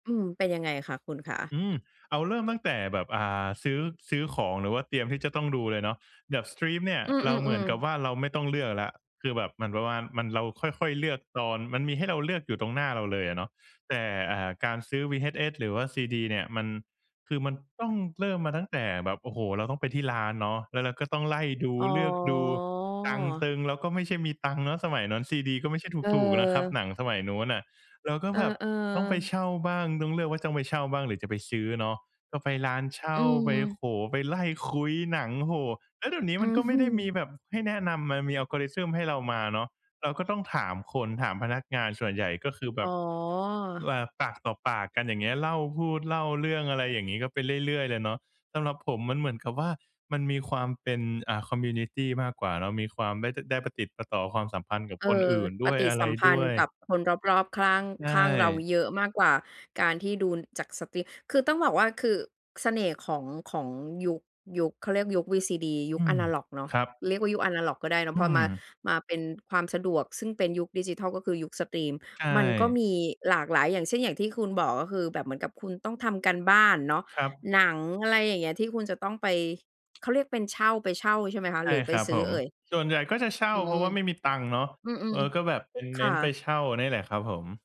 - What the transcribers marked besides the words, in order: laughing while speaking: "อื้อฮือ"; in English: "คอมมิวนิตี"
- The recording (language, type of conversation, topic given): Thai, podcast, ความรู้สึกตอนดูหนังจากเทปวิดีโอ VHS หรือแผ่น VCD ต่างจากการดูแบบสตรีมมิ่งอย่างไร?